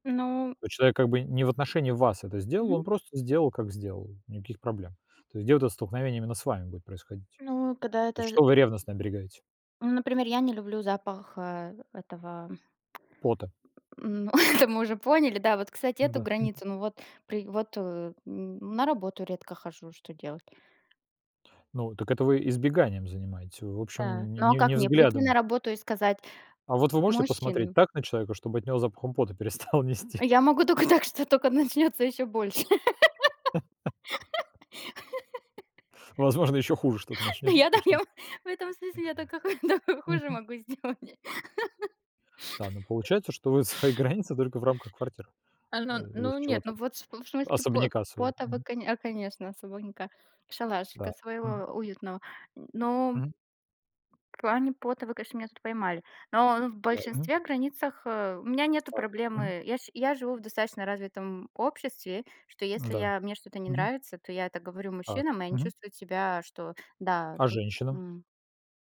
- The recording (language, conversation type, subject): Russian, unstructured, Что делать, если кто-то постоянно нарушает твои границы?
- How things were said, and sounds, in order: tapping; tsk; grunt; chuckle; laughing while speaking: "перестало нести?"; other background noise; laughing while speaking: "так, что тока начнётся ещё … хуже могу сделать"; laugh; laugh; laughing while speaking: "свои"; other noise